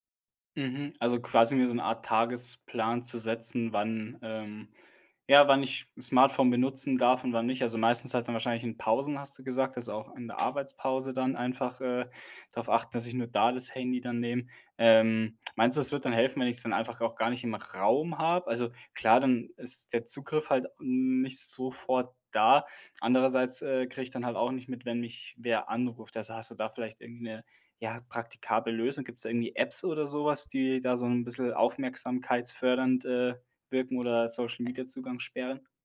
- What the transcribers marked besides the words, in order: other background noise; stressed: "Raum"
- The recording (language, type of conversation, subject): German, advice, Wie raubt dir ständiges Multitasking Produktivität und innere Ruhe?